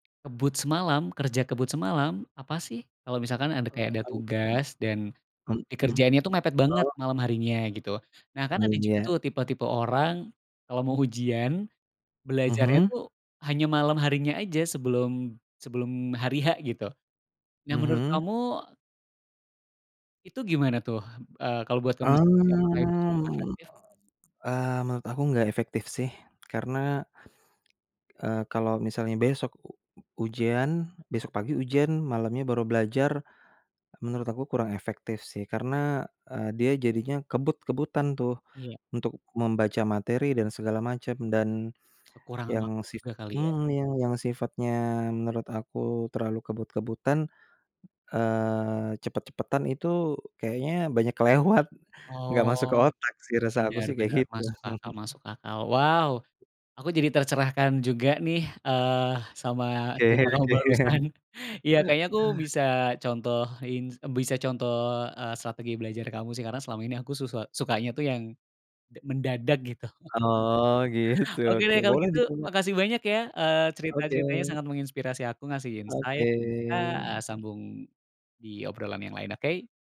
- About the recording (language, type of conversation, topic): Indonesian, podcast, Apa strategi belajarmu menghadapi ujian yang bikin tenang?
- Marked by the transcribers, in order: tapping; other background noise; drawn out: "Mmm"; laughing while speaking: "kelewat"; chuckle; laughing while speaking: "barusan"; laughing while speaking: "Oke oke"; other noise; laughing while speaking: "gitu"; in English: "insight"